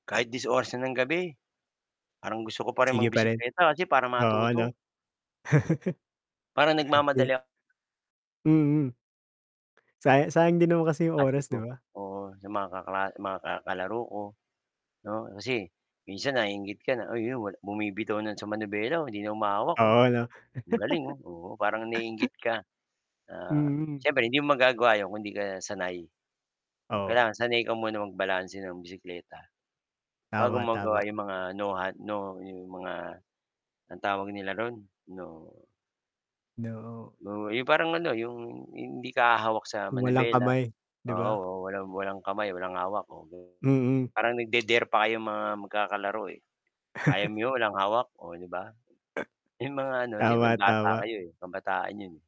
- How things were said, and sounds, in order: distorted speech; static; chuckle; laugh; tapping; chuckle
- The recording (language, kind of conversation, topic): Filipino, unstructured, Ano ang natutunan mo sa unang beses mong pagbibisikleta sa kalsada?